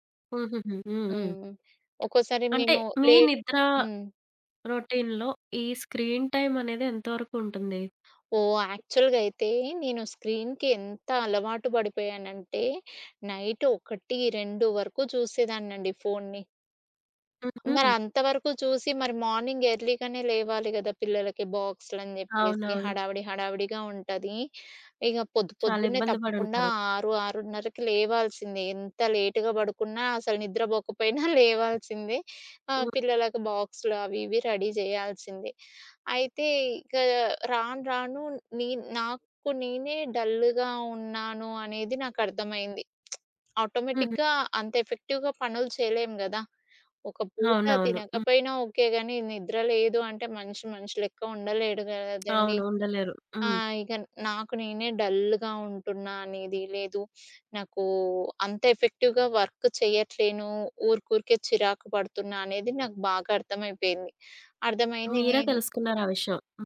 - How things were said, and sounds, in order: other background noise; in English: "లేట్"; in English: "రొటీన్‌లొ ఈ స్క్రీన్ టైమ్"; in English: "యాక్చువల్‌గా"; in English: "స్క్రీన్‌కి"; in English: "నైట్"; in English: "మార్నింగ్ ఎర్లీ"; in English: "లేట్‌గా"; in English: "రెడీ"; lip smack; in English: "ఆటోమేటిక్‌గా"; in English: "ఎఫెక్టివ్‌గా"; tapping; in English: "డల్‌గా"; in English: "ఎఫెక్టివ్‌గా వర్క్"
- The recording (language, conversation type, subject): Telugu, podcast, రాత్రి బాగా నిద్రపోవడానికి మీ రొటీన్ ఏమిటి?